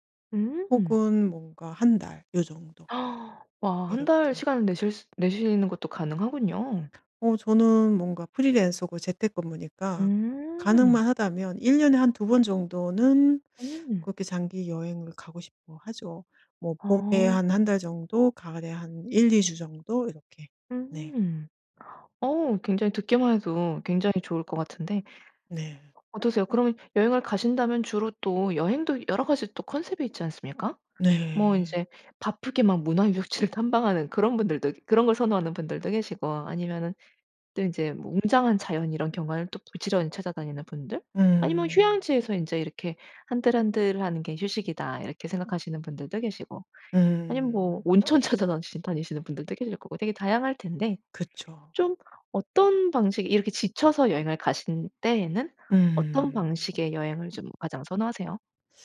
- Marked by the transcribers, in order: gasp; other background noise
- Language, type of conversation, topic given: Korean, podcast, 일에 지칠 때 주로 무엇으로 회복하나요?